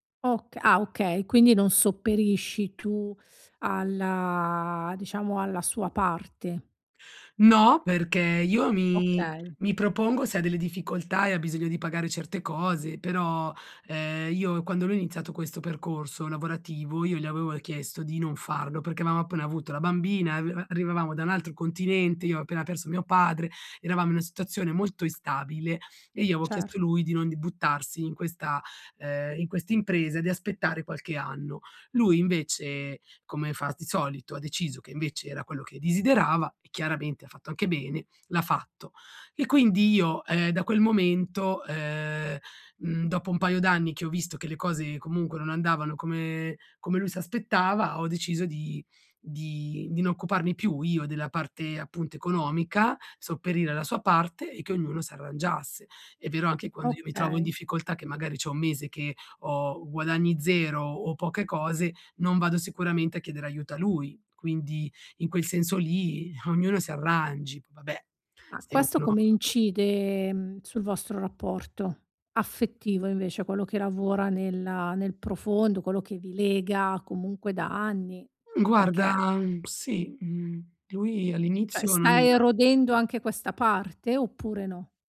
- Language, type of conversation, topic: Italian, advice, Come posso parlare di soldi con la mia famiglia?
- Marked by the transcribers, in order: unintelligible speech; other background noise; "Cioè" said as "ceh"